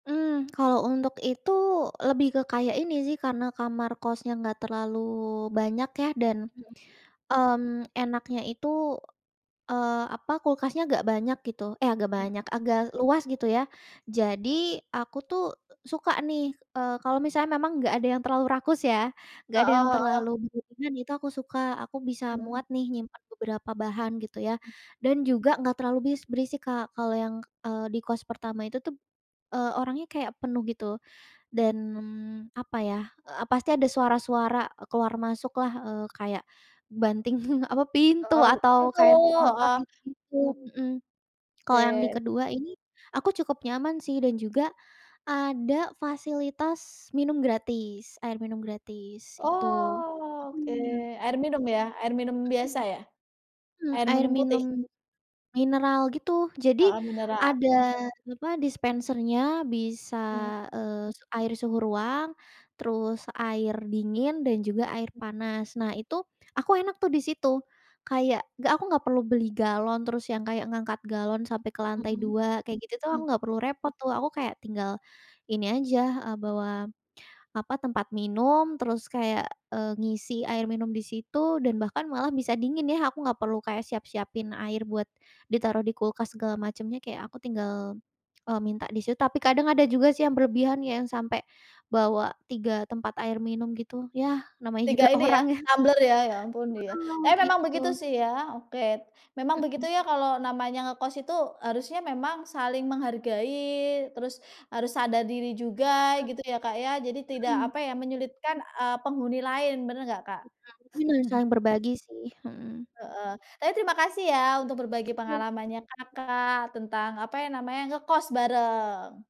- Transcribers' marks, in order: laughing while speaking: "banting"; drawn out: "Oke"; other background noise; laughing while speaking: "orang ya"; unintelligible speech; chuckle
- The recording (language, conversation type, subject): Indonesian, podcast, Bagaimana cara kamu membagi ruang bersama penghuni lain?